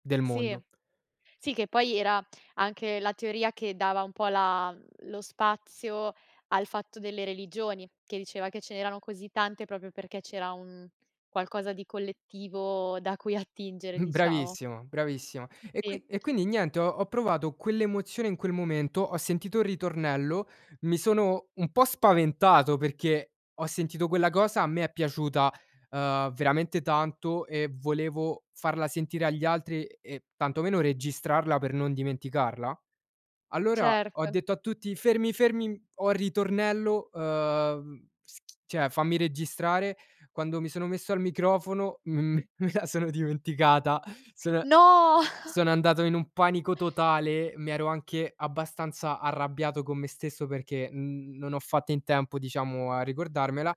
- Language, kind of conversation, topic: Italian, podcast, In quale momento ti è capitato di essere completamente concentrato?
- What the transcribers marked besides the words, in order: "proprio" said as "propio"; chuckle; "cioè" said as "ceh"; laughing while speaking: "me la sono dimenticata"; drawn out: "No"; chuckle